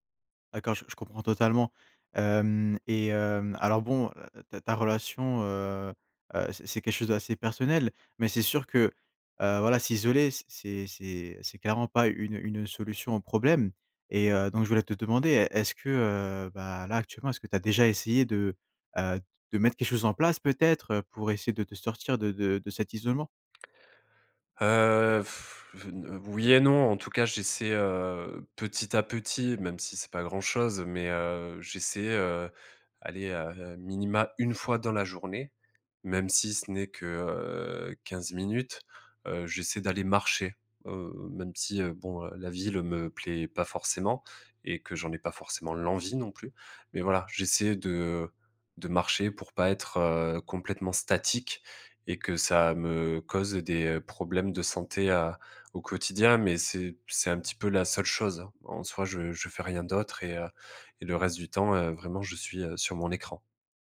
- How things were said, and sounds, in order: sigh; stressed: "l'envie"
- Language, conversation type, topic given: French, advice, Comment vivez-vous la solitude et l’isolement social depuis votre séparation ?
- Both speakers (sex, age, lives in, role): male, 20-24, France, advisor; male, 30-34, France, user